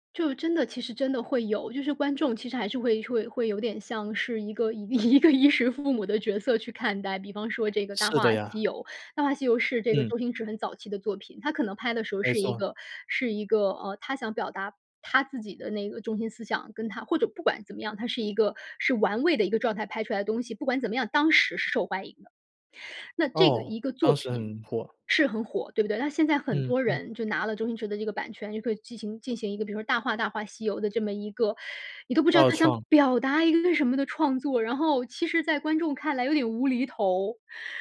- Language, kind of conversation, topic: Chinese, podcast, 为什么老故事总会被一再翻拍和改编？
- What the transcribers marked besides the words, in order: laughing while speaking: "一个衣食"